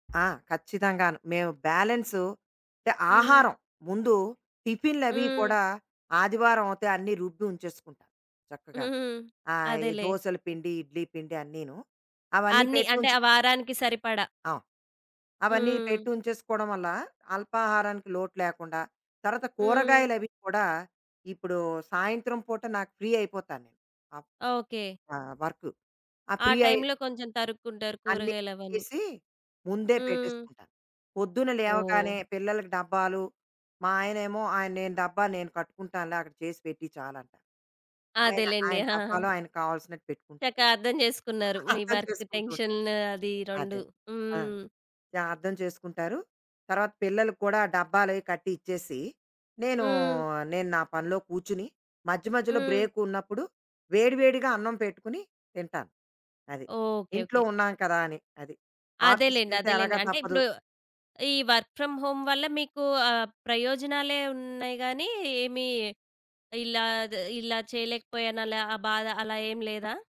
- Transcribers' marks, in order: tapping; in English: "ఫ్రీ"; in English: "ఫ్రీ"; laughing while speaking: "ఆ!"; laughing while speaking: "అర్థం"; in English: "వర్క్"; in English: "వర్క్ ఫ్రామ్ హోమ్"
- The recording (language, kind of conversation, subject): Telugu, podcast, ఒక చిన్న అపార్ట్‌మెంట్‌లో హోమ్ ఆఫీస్‌ను ఎలా ప్రయోజనకరంగా ఏర్పాటు చేసుకోవచ్చు?